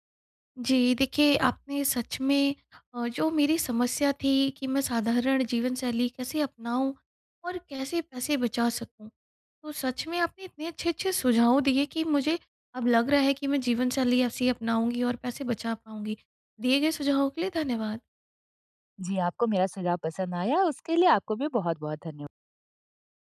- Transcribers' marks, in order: none
- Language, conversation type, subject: Hindi, advice, मैं साधारण जीवनशैली अपनाकर अपने खर्च को कैसे नियंत्रित कर सकता/सकती हूँ?
- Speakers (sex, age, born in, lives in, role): female, 30-34, India, India, advisor; female, 35-39, India, India, user